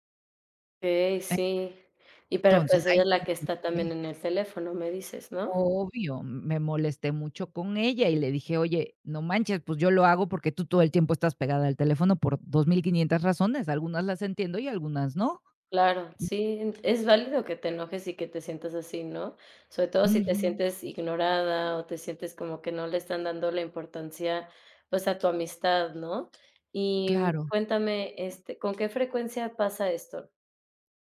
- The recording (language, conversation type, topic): Spanish, advice, ¿Cómo puedo hablar con un amigo que me ignora?
- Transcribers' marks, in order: other noise; other background noise